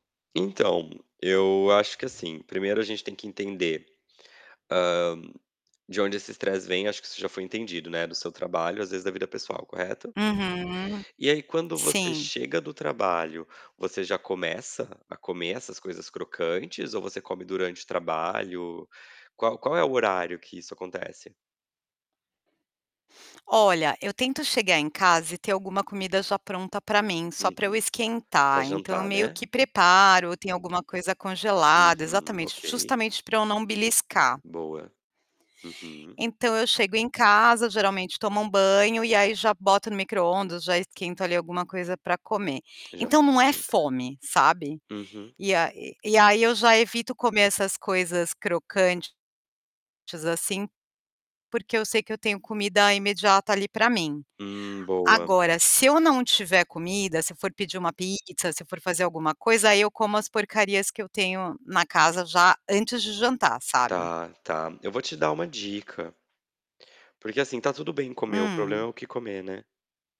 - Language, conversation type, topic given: Portuguese, advice, Como você costuma comer por emoção após um dia estressante e como lida com a culpa depois?
- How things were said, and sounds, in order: tapping; static; other background noise; distorted speech